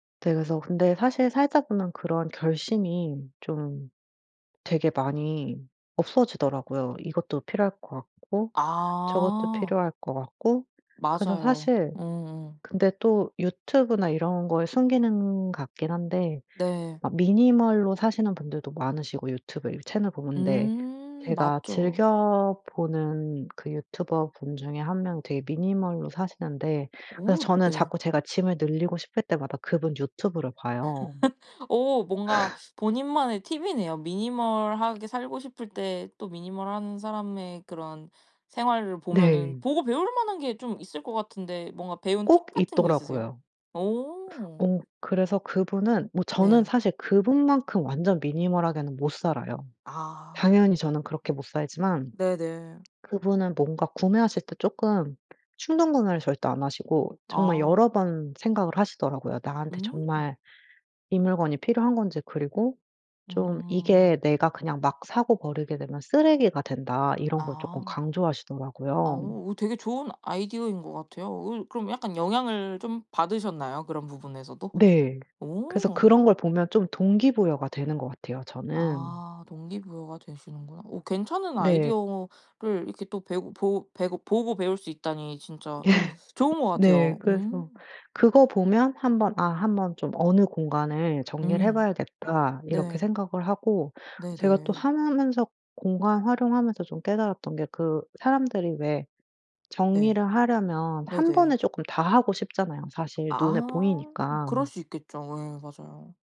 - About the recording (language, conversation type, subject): Korean, podcast, 작은 집을 효율적으로 사용하는 방법은 무엇인가요?
- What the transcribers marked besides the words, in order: other background noise; in English: "minimal로"; in English: "minimal로"; laugh; in English: "minimal"; in English: "minimal"; in English: "minimal"; laughing while speaking: "네"